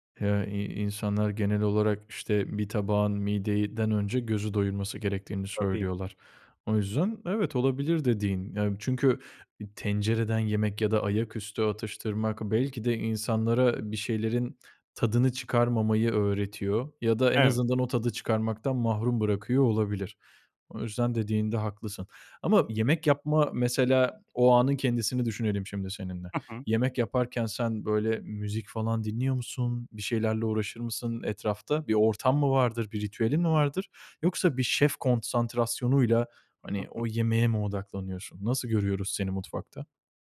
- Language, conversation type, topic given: Turkish, podcast, Mutfakta en çok hangi yemekleri yapmayı seviyorsun?
- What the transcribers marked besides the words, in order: "mideden" said as "mideyiden"; giggle